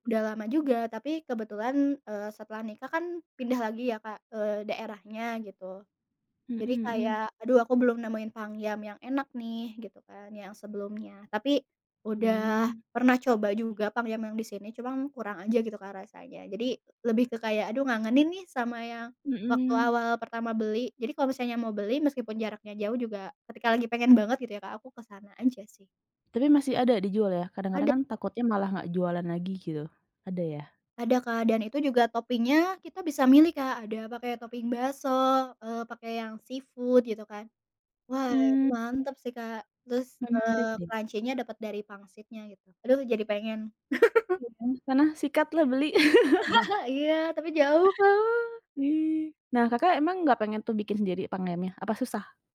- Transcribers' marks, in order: tapping; in English: "topping-nya"; in English: "topping"; in English: "seafood"; in English: "crunchy-nya"; chuckle; laugh; chuckle; other background noise
- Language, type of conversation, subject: Indonesian, podcast, Bagaimana pengalamanmu saat pertama kali mencoba makanan jalanan setempat?